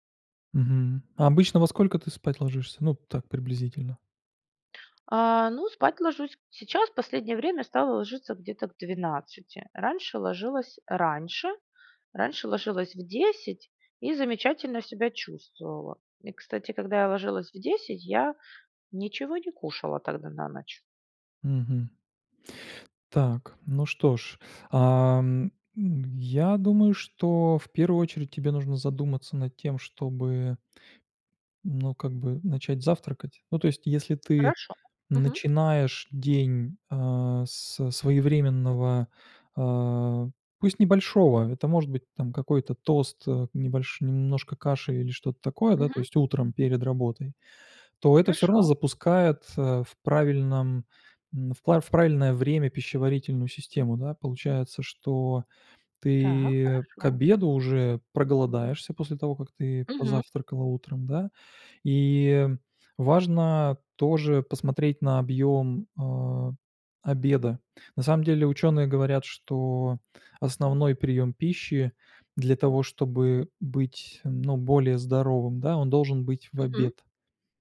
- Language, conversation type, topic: Russian, advice, Как вечерние перекусы мешают сну и самочувствию?
- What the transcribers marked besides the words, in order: tapping